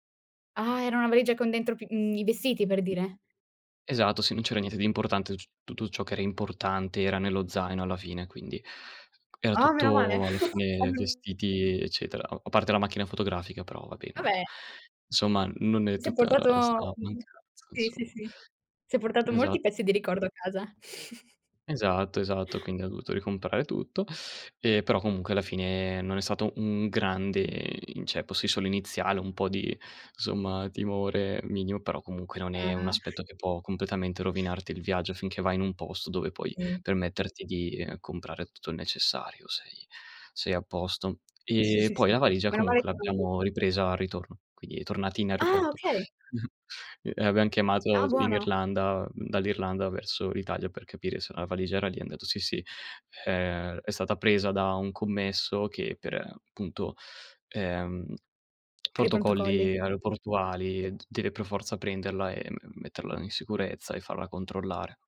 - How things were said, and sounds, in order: other background noise; tapping; chuckle; unintelligible speech; "Vabbè" said as "vabè"; snort; chuckle; lip smack; "protocolli" said as "prontocolli"
- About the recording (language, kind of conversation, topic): Italian, podcast, Qual è un viaggio che ti ha cambiato la vita?